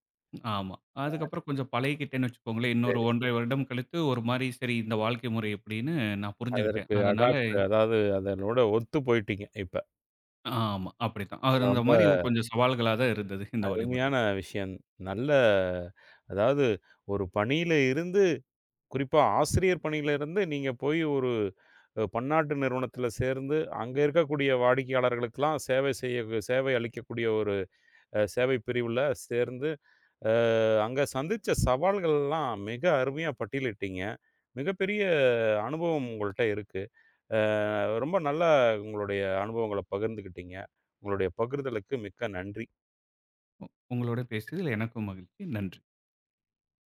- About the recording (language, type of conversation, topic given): Tamil, podcast, பணியில் மாற்றம் செய்யும் போது உங்களுக்கு ஏற்பட்ட மிகப் பெரிய சவால்கள் என்ன?
- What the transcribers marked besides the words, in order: unintelligible speech; in English: "அடாப்ட்"; other noise